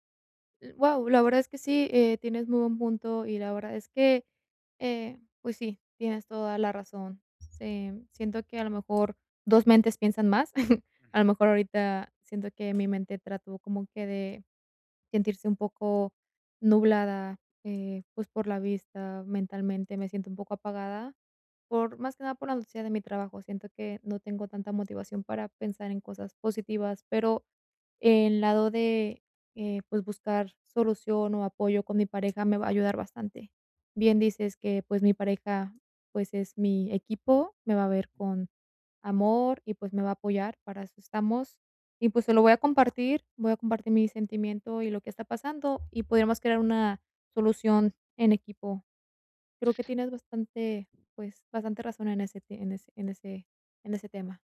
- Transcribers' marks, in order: tapping; other background noise; chuckle
- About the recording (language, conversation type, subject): Spanish, advice, ¿Cómo puedo mantener mi motivación durante un proceso de cambio?